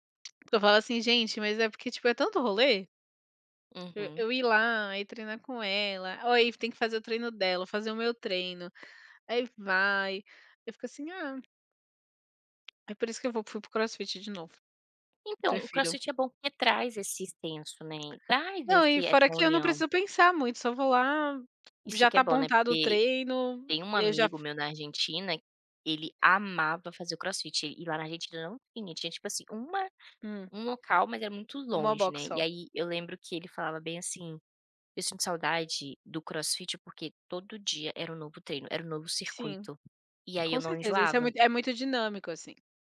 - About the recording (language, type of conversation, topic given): Portuguese, unstructured, Qual é a sensação depois de um bom treino?
- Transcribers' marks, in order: tapping; in English: "box"